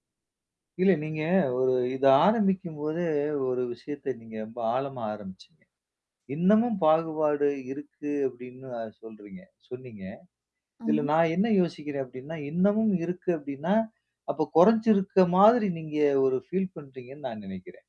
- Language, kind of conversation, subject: Tamil, podcast, சமுதாயத்தில் பாகுபாட்டை நாம் எப்படி குறைக்கலாம்?
- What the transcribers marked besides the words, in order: static; in English: "ஃபீல்"